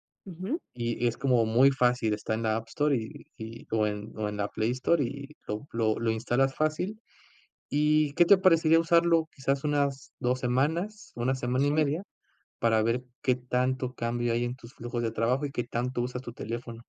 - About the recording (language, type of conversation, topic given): Spanish, advice, ¿Qué distracciones digitales interrumpen más tu flujo de trabajo?
- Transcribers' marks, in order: none